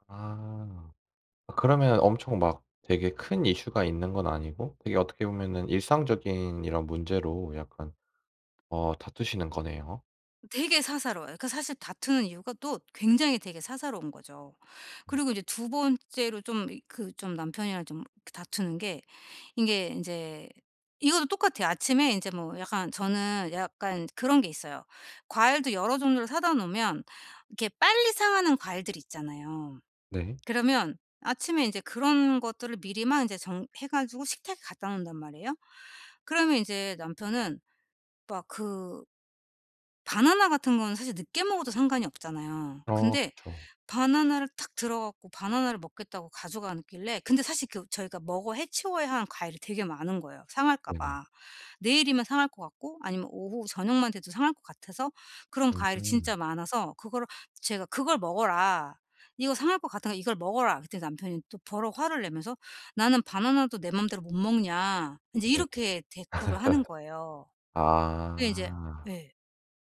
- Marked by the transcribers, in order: laugh
- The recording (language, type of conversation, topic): Korean, advice, 다투는 상황에서 더 효과적으로 소통하려면 어떻게 해야 하나요?